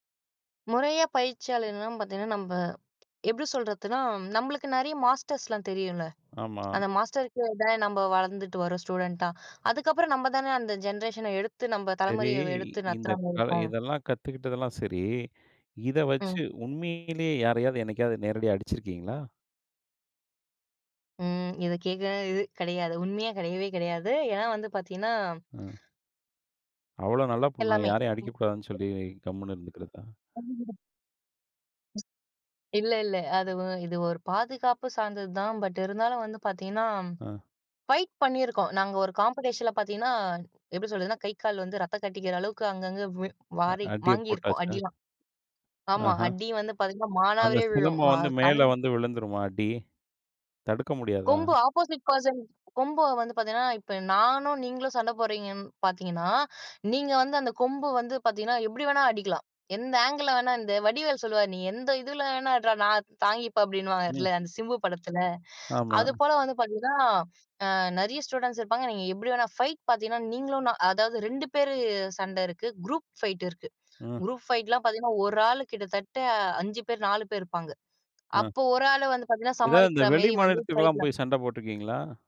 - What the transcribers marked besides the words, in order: in English: "ஜென்ரேஷன"; wind; other background noise; unintelligible speech; other noise; in English: "அப்போசைட் பெர்சன்"; tapping
- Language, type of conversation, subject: Tamil, podcast, உங்கள் கலை அடையாளம் எப்படி உருவானது?